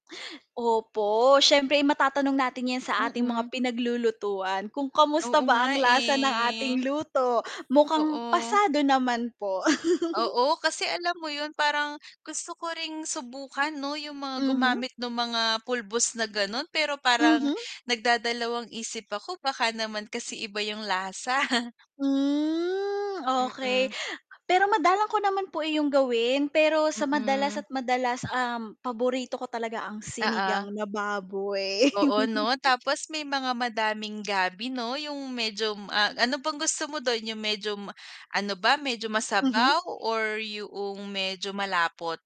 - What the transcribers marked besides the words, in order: static; mechanical hum; chuckle; chuckle; chuckle
- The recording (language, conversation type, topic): Filipino, unstructured, Ano ang paborito mong lutuing Pilipino, at bakit?